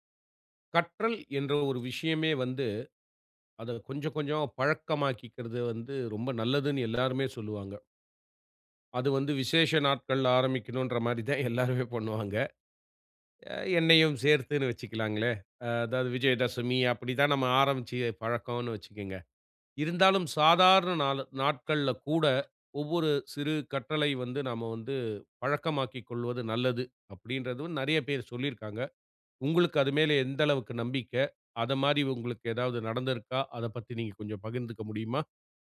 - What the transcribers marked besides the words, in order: laughing while speaking: "மாரி தான் எல்லாருமே பண்ணுவாங்க"
- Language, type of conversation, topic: Tamil, podcast, ஒரு சாதாரண நாளில் நீங்கள் சிறிய கற்றல் பழக்கத்தை எப்படித் தொடர்கிறீர்கள்?